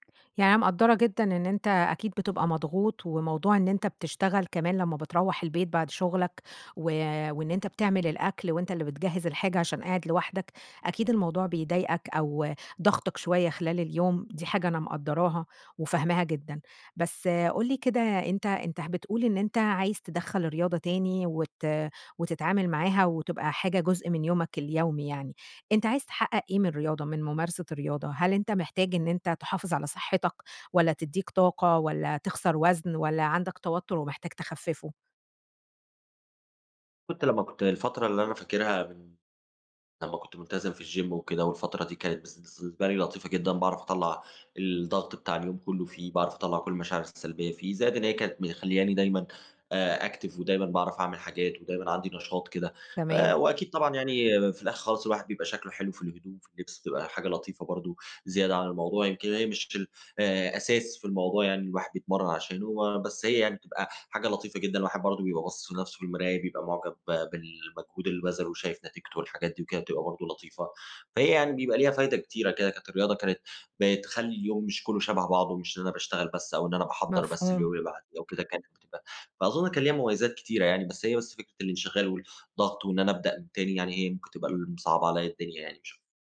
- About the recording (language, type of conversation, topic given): Arabic, advice, إزاي أقدر ألتزم بالتمرين بشكل منتظم رغم إنّي مشغول؟
- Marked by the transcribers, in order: in English: "الgym"; in English: "active"